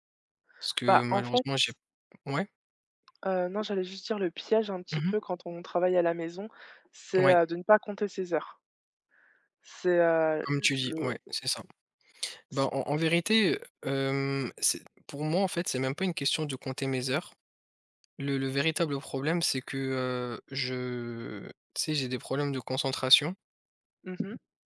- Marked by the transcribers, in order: tapping; unintelligible speech; drawn out: "je"
- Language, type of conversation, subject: French, unstructured, Quelle est votre stratégie pour maintenir un bon équilibre entre le travail et la vie personnelle ?